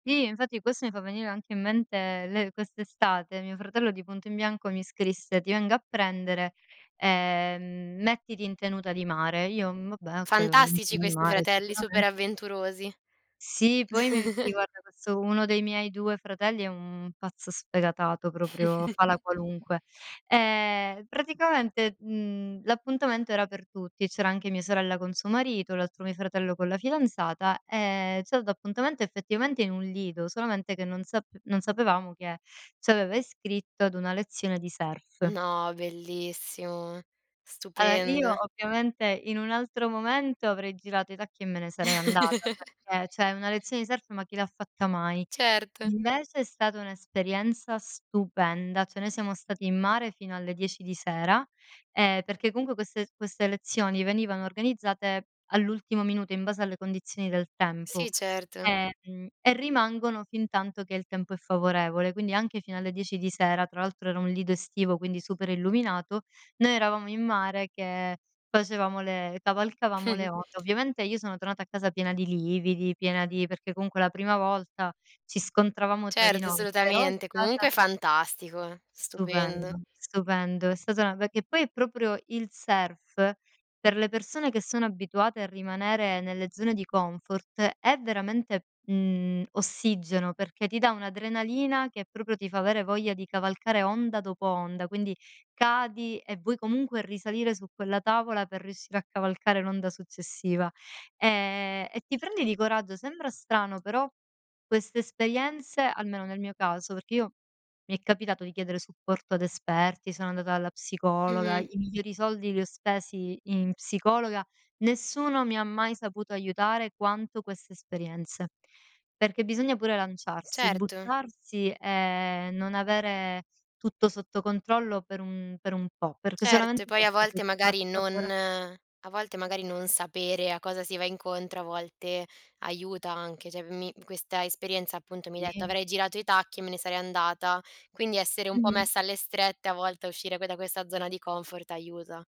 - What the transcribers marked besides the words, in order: "okay" said as "oka"; unintelligible speech; chuckle; unintelligible speech; drawn out: "un"; chuckle; drawn out: "E"; drawn out: "e"; "Allora" said as "ala"; chuckle; "cioè" said as "ceh"; "onde" said as "ote"; chuckle; "assolutamente" said as "solutamente"; "esperienze" said as "espeienze"; other background noise; drawn out: "e"; drawn out: "non"; "Cioè" said as "ceh"; tapping
- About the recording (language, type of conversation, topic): Italian, podcast, Quando hai lasciato la tua zona di comfort?